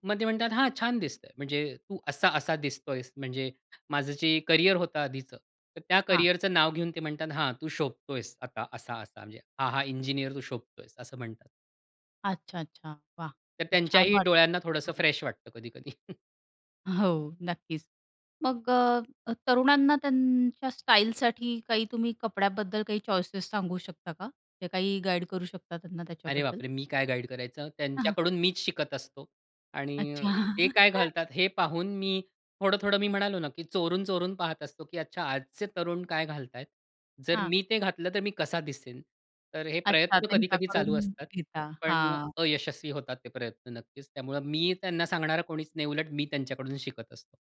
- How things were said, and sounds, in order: other background noise; in English: "फ्रेश"; chuckle; in English: "चॉईसेस"; laughing while speaking: "अच्छा"; chuckle
- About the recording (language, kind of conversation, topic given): Marathi, podcast, सामाजिक माध्यमांमुळे तुमची कपड्यांची पसंती बदलली आहे का?